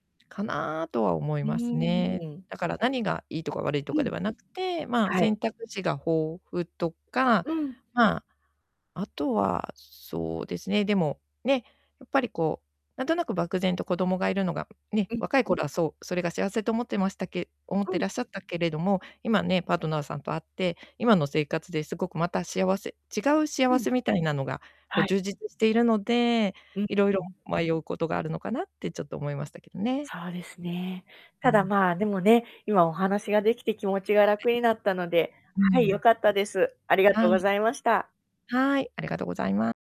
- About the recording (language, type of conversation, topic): Japanese, advice, 不確実な未来への恐れとどう向き合えばよいですか？
- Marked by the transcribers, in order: distorted speech; other background noise